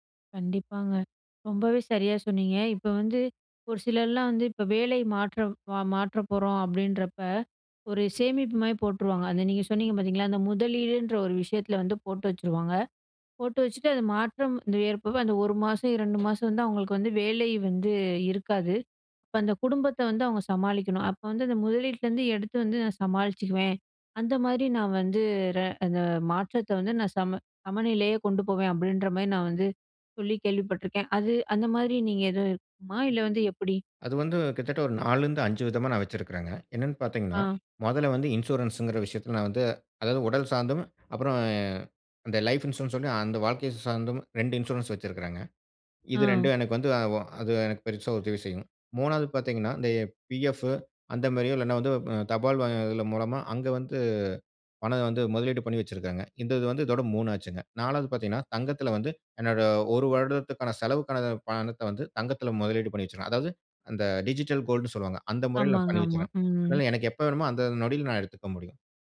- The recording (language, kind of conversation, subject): Tamil, podcast, மாற்றம் நடந்த காலத்தில் உங்கள் பணவரவு-செலவுகளை எப்படிச் சரிபார்த்து திட்டமிட்டீர்கள்?
- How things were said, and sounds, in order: other background noise; in English: "இன்சூரன்ஸ்ன்குற"; in English: "லைஃப் இன்சூரன்ஸ்"; in English: "இன்சூரன்ஸ்"; in English: "டிஜிட்டல் கோல்ட்னு"